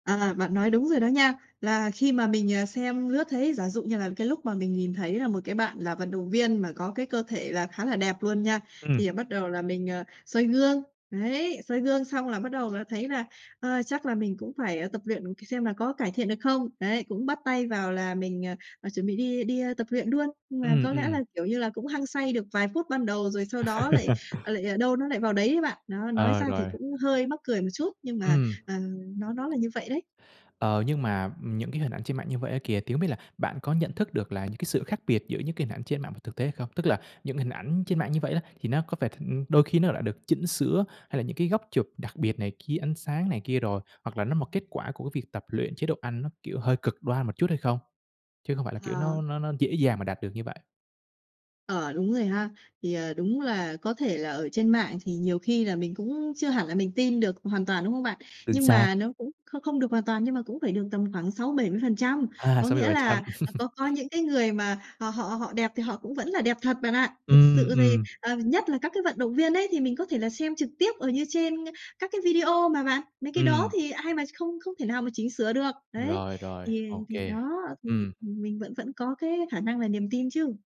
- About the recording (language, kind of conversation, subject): Vietnamese, advice, Bạn cảm thấy căng thẳng như thế nào khi so sánh cơ thể mình với người khác trên mạng?
- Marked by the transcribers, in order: bird; tapping; laugh; other background noise; laugh